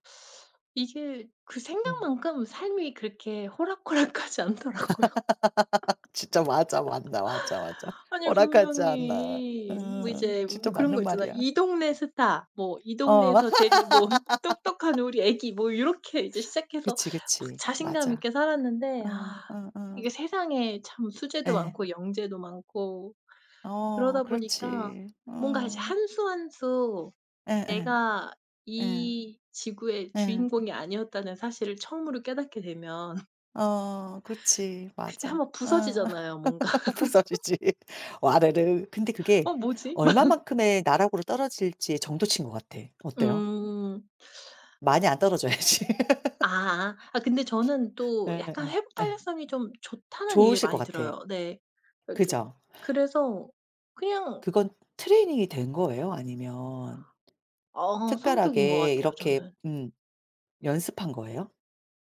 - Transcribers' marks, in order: teeth sucking; laughing while speaking: "호락호락하지 않더라고요"; laugh; other background noise; laugh; laugh; laugh; laugh; laughing while speaking: "부서지지"; laughing while speaking: "뭔가"; laugh; laughing while speaking: "막"; tapping; laugh
- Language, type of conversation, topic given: Korean, unstructured, 자신감을 키우는 가장 좋은 방법은 무엇이라고 생각하세요?